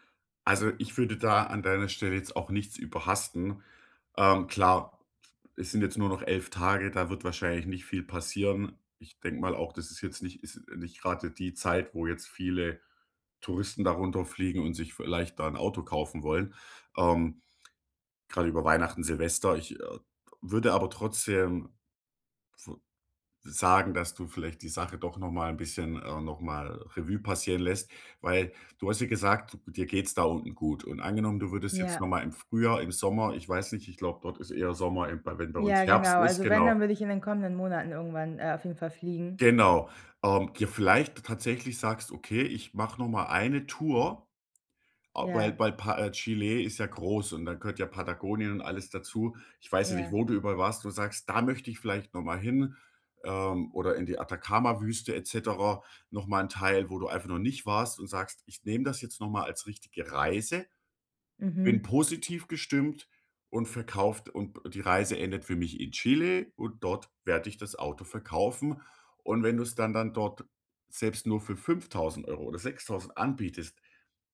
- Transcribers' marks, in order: tapping; other noise
- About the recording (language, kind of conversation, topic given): German, advice, Wie erkenne ich den richtigen Zeitpunkt für große Lebensentscheidungen?